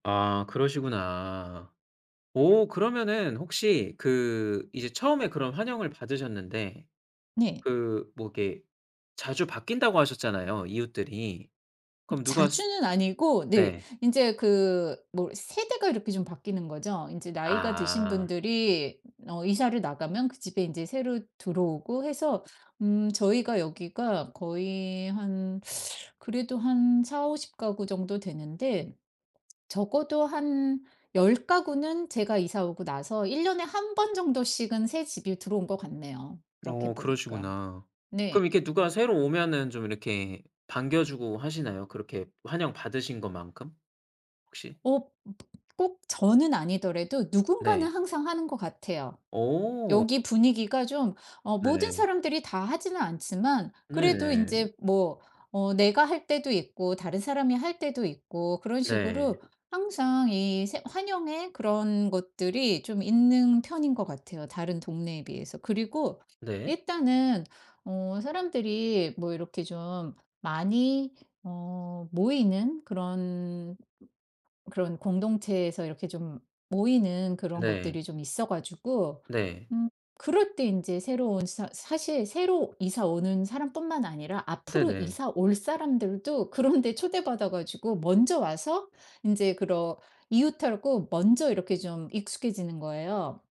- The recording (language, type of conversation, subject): Korean, podcast, 새 이웃을 환영하는 현실적 방법은 뭐가 있을까?
- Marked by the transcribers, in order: other background noise; laughing while speaking: "그런 데"